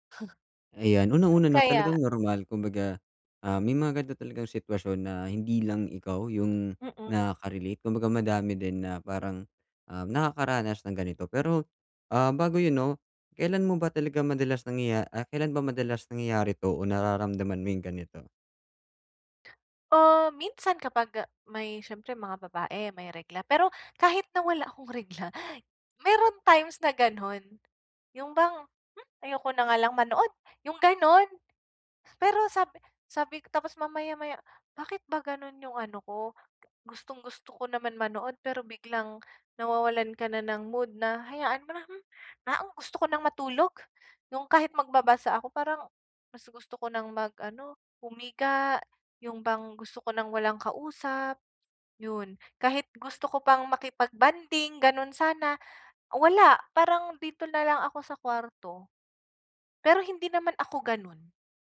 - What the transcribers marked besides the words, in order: tapping
- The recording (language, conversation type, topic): Filipino, advice, Bakit hindi ako makahanap ng tamang timpla ng pakiramdam para magpahinga at mag-relaks?
- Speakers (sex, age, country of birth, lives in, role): female, 20-24, Philippines, Philippines, user; male, 25-29, Philippines, Philippines, advisor